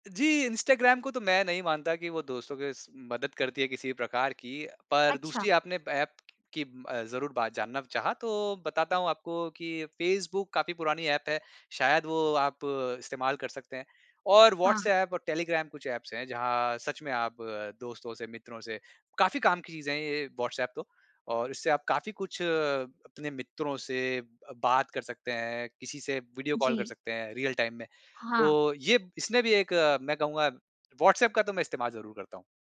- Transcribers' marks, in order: tapping; in English: "ऐप्स"; in English: "रियल टाइम"
- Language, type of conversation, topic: Hindi, podcast, कौन सा ऐप आपकी ज़िंदगी को आसान बनाता है और क्यों?